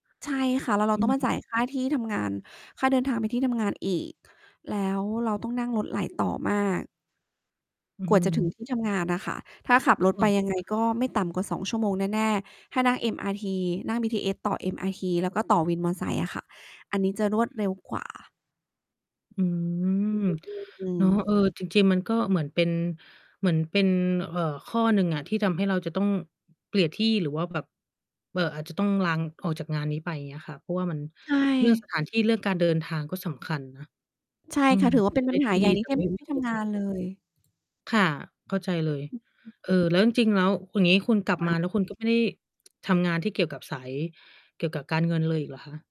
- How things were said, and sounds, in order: mechanical hum; distorted speech; tapping; background speech; other background noise; lip smack
- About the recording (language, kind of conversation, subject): Thai, unstructured, คุณเคยเจอปัญหาใหญ่ในที่ทำงานไหม และคุณแก้ไขอย่างไร?